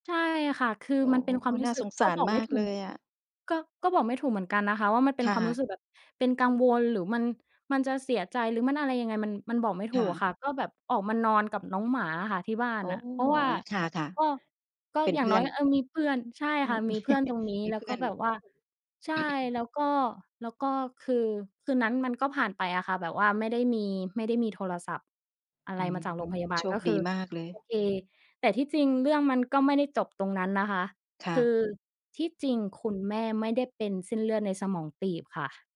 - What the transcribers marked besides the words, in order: chuckle; throat clearing
- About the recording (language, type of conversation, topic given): Thai, podcast, คุณช่วยเล่าให้ฟังได้ไหมว่าการตัดสินใจครั้งใหญ่ที่สุดในชีวิตของคุณคืออะไร?